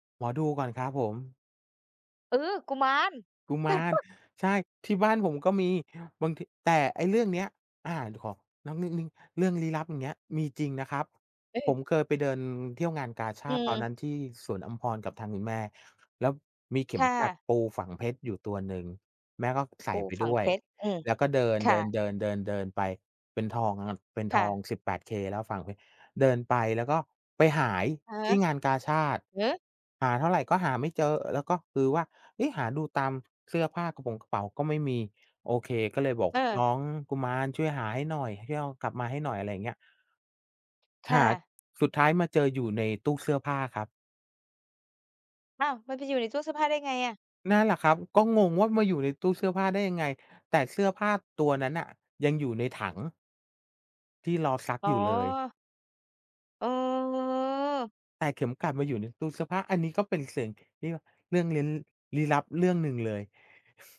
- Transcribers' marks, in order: laugh; drawn out: "เออ"
- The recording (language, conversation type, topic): Thai, unstructured, คุณคิดอย่างไรกับการเปลี่ยนแปลงของครอบครัวในยุคปัจจุบัน?
- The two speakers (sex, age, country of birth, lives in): female, 50-54, Thailand, Thailand; male, 45-49, Thailand, Thailand